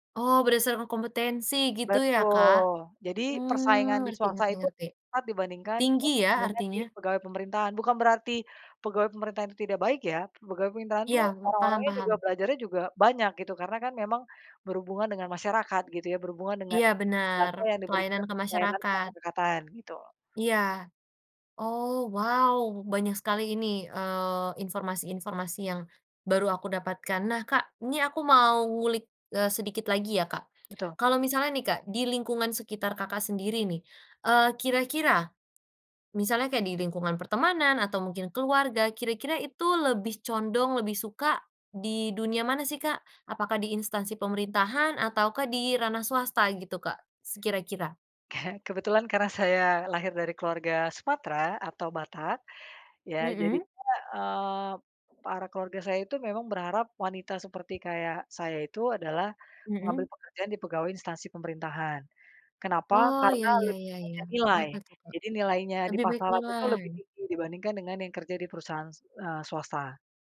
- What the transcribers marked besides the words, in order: tapping; chuckle; laughing while speaking: "saya"
- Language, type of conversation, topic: Indonesian, podcast, Pernahkah kamu mempertimbangkan memilih pekerjaan yang kamu sukai atau gaji yang lebih besar?
- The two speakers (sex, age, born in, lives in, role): female, 20-24, Indonesia, Indonesia, host; female, 35-39, Indonesia, Indonesia, guest